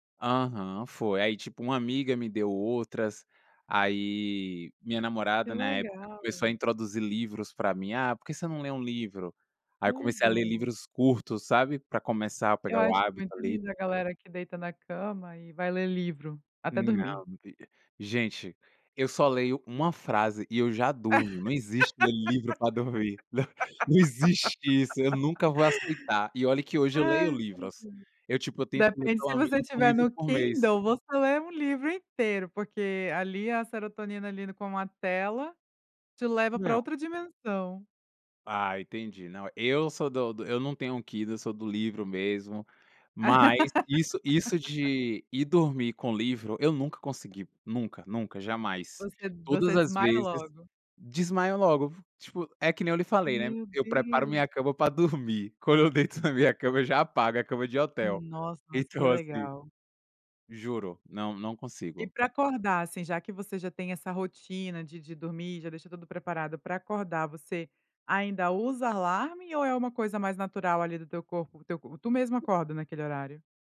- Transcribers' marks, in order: unintelligible speech; laugh; tapping; laugh
- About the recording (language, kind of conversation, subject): Portuguese, podcast, Qual pequeno hábito mais transformou a sua vida?